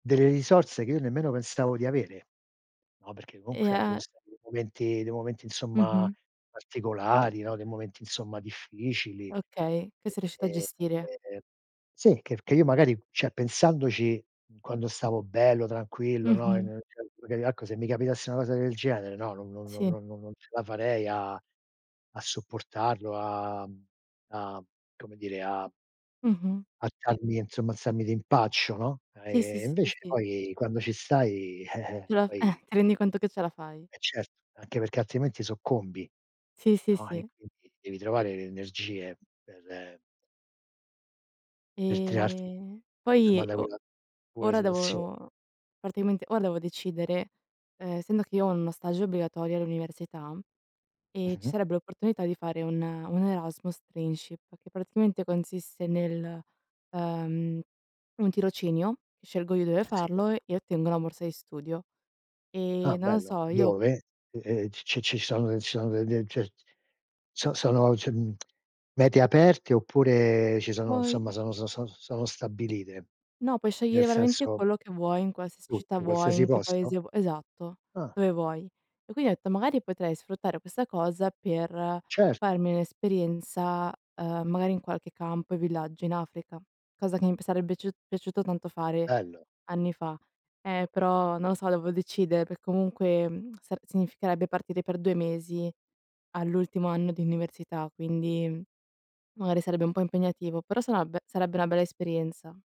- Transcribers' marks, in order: "comunque" said as "comunc"; other background noise; "cioè" said as "ceh"; unintelligible speech; scoff; "praticamente" said as "particmente"; "quella" said as "quela"; in English: "Trainship"; tsk; "sarebbe" said as "sareb"; "perché" said as "perc"; lip smack
- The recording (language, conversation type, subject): Italian, unstructured, Hai un viaggio da sogno che vorresti fare?